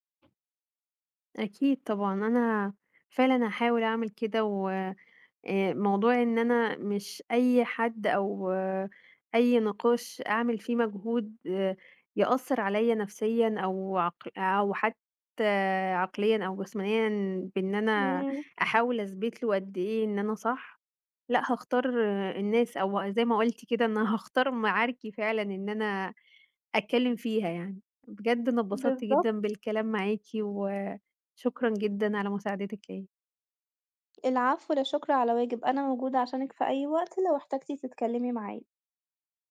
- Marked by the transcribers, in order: tapping; other background noise
- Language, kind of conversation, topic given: Arabic, advice, إزاي بتتعامَل مع خوفك من الرفض لما بتقول رأي مختلف؟